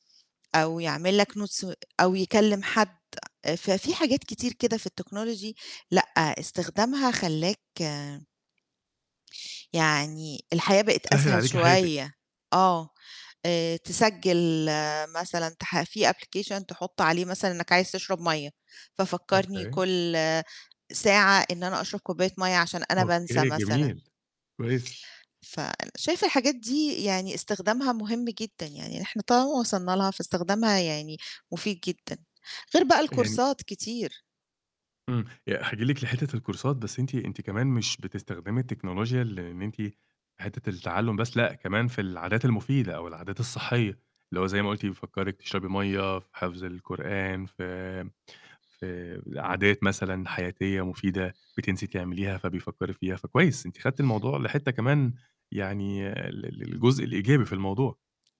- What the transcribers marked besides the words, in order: in English: "Notes"; in English: "الTechnology"; in English: "Application"; in English: "الكورسات"; in English: "الكورسات"
- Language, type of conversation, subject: Arabic, podcast, إزاي بتستخدم التكنولوجيا عشان تِسهّل تعلّمك كل يوم؟